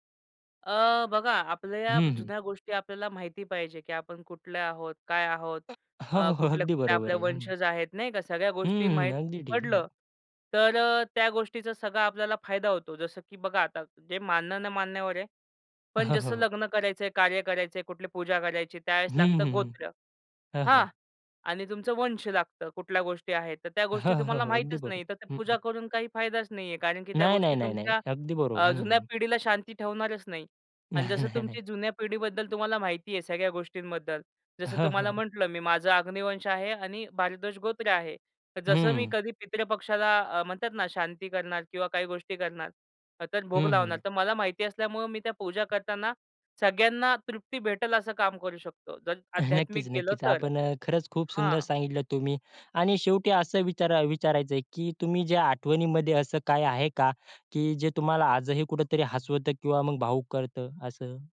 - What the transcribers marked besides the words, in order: other background noise; laughing while speaking: "हो, हो, हो"; laughing while speaking: "हो, हो"; laughing while speaking: "नाही. नाही. नाही"; laughing while speaking: "हं, हं, हं"; tapping; laughing while speaking: "नक्कीच, नक्कीच"
- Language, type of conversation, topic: Marathi, podcast, तुमच्या वडिलांच्या किंवा आजोबांच्या मूळ गावाबद्दल तुम्हाला काय माहिती आहे?